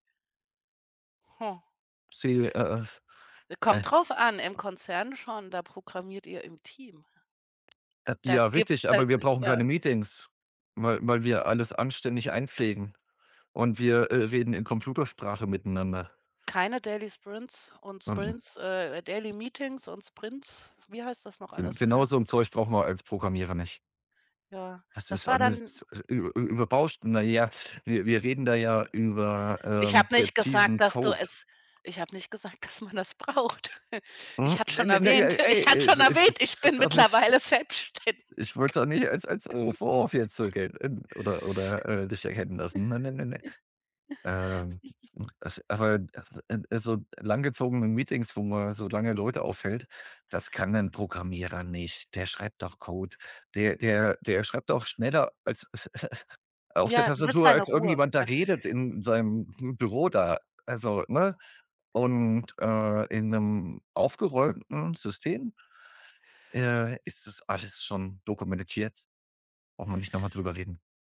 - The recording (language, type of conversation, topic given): German, unstructured, Wann ist der richtige Zeitpunkt, für die eigenen Werte zu kämpfen?
- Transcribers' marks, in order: tapping; unintelligible speech; in English: "Daily Sprints"; unintelligible speech; other background noise; laughing while speaking: "braucht"; unintelligible speech; chuckle; unintelligible speech; chuckle; laughing while speaking: "selbstständig"; laugh; snort; chuckle; unintelligible speech; chuckle